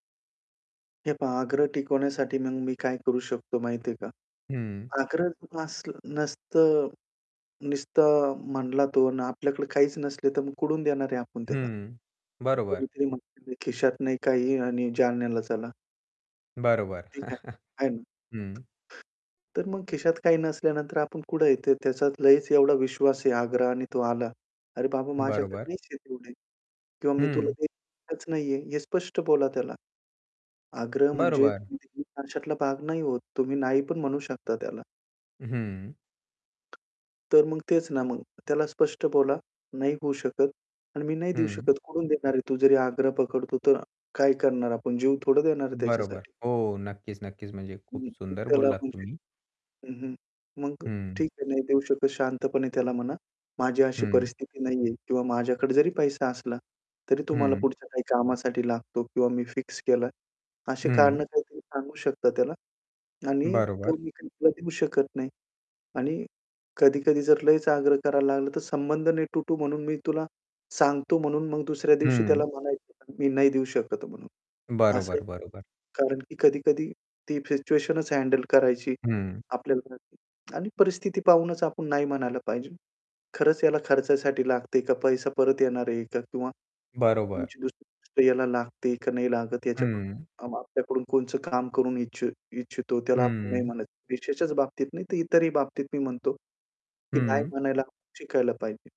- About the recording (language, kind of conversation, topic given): Marathi, podcast, नकार देण्यासाठी तुम्ही कोणते शब्द वापरता?
- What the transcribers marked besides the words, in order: distorted speech; static; in Hindi: "है ना"; chuckle; other background noise; unintelligible speech